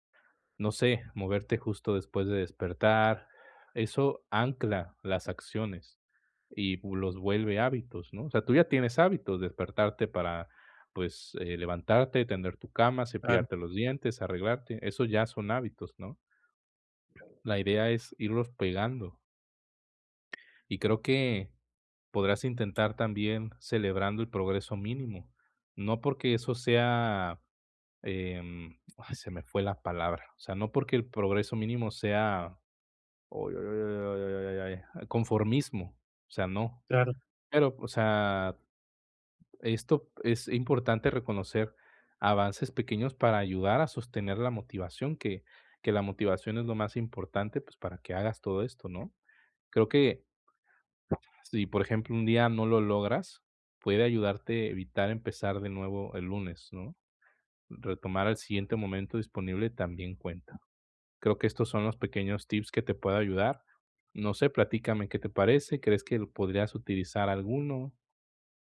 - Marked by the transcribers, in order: other background noise; tapping; other noise
- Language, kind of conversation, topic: Spanish, advice, ¿Cómo puedo dejar de procrastinar y crear mejores hábitos?